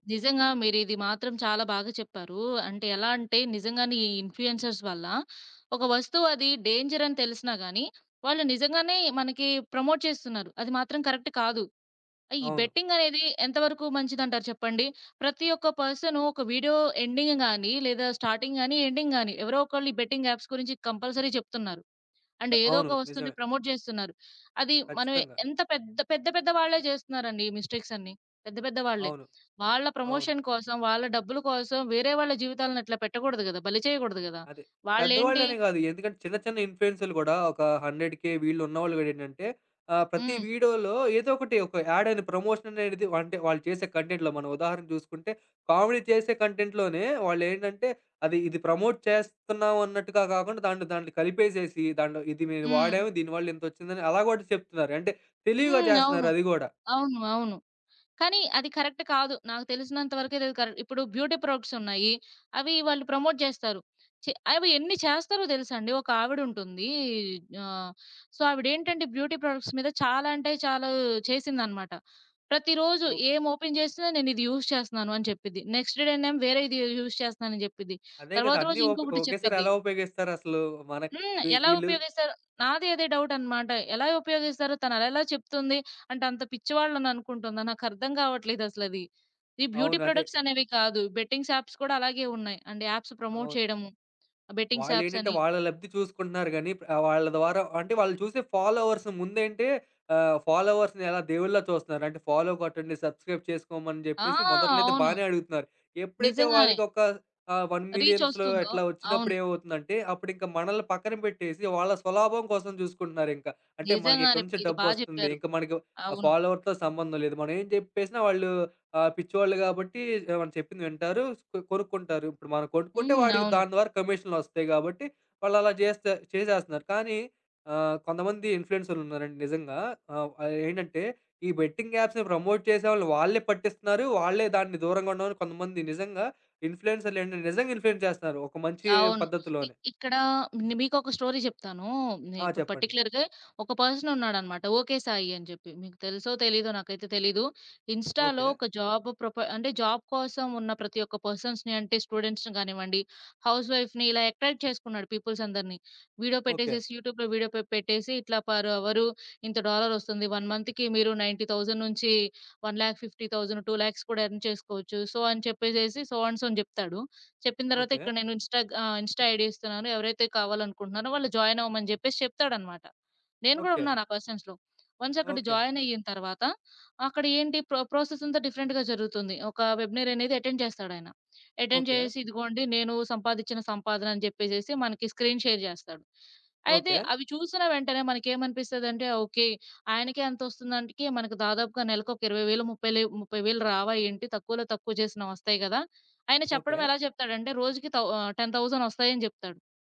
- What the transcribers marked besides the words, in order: in English: "ఇన్‌ఫ్లుయెన్సర్స్"; in English: "డేంజర్"; in English: "ప్రమోట్"; in English: "కరెక్ట్"; in English: "బెట్టింగ్"; in English: "ఎండింగ్"; other background noise; in English: "స్టార్టింగ్"; in English: "ఎండింగ్"; in English: "బెట్టింగ్ యాప్స్"; in English: "కంపల్సరీ"; in English: "అండ్"; in English: "ప్రమోట్"; in English: "ప్రమోషన్"; in English: "హండ్రెడ్‌కే"; in English: "యాడ్"; in English: "ప్రమోషన్"; in English: "కంటెంట్‌లో"; in English: "కంటెంట్‌లోనే"; in English: "ప్రమోట్"; in English: "కరెక్ట్"; in English: "బ్యూటీ"; in English: "ప్రమోట్"; in English: "సో"; in English: "బ్యూటీ ప్రొడక్ట్స్"; in English: "యూజ్"; in English: "నెక్స్ట్"; in English: "యూజ్"; in English: "బ్యూటీ ప్రొడక్ట్స్"; in English: "బెట్టింగ్స్ యాప్స్"; in English: "అండ్ యాప్స్ ప్రమోట్"; in English: "బెట్టింగ్స్"; in English: "ఫాలోవర్స్‌ని"; in English: "ఫాలోవర్స్‌ని"; in English: "ఫాలో"; in English: "సబ్‌స్క్రయిబ్"; in English: "వన్ మిలియన్స్‌లో"; in English: "ఫాలోవర్స్‌తో"; in English: "కమిషన్‌లొస్తాయి"; in English: "బెట్టింగ్ యాప్స్‌ని ప్రమోట్"; in English: "ఇన్‌ఫ్లూయెన్స్"; in English: "స్టోరీ"; in English: "పర్టిక్యులర్‌గా"; in English: "పర్సన్"; in English: "ఇన్‌స్టా‌లో"; in English: "జాబ్"; in English: "జాబ్"; in English: "పర్సన్స్‌ని"; in English: "స్టూడెంట్స్‌ని"; in English: "హౌస్‌వైఫ్‌ని"; in English: "అట్రాక్ట్"; in English: "పీపుల్స్"; in English: "యూట్యూబ్‌లో"; in English: "పర్"; in English: "వన్ మంత్‌కి"; in English: "నైన్‌టి థౌసండ్ నుంచి వన్ ల్యాక్ ఫిఫ్టీ థౌసండ్ టూ ల్యాక్స్"; in English: "ఎర్న్"; in English: "సో"; in English: "సో అండ్ సో"; in English: "ఇన్‌స్టా"; in English: "ఇన్‌స్టా ఐడీ"; in English: "పర్సన్స్‌లో. వన్స్"; in English: "ప్రా ప్రాసెస్"; in English: "డిఫరెంట్‌గా"; in English: "వెబినెయిర్"; in English: "ఎటెండ్"; in English: "ఎటెండ్"; in English: "స్క్రీన్ షేర్"; in English: "టెన్"
- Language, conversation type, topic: Telugu, podcast, షార్ట్ వీడియోలు ప్రజల వినోద రుచిని ఎలా మార్చాయి?